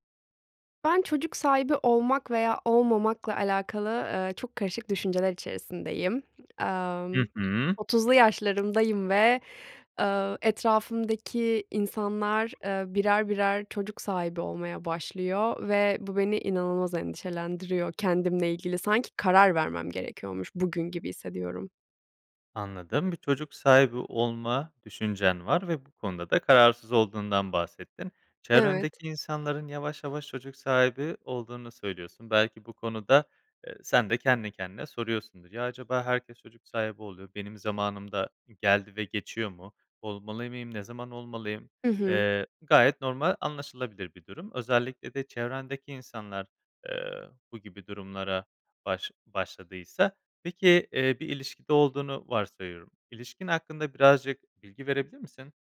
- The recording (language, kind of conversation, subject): Turkish, advice, Çocuk sahibi olma veya olmama kararı
- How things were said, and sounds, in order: tapping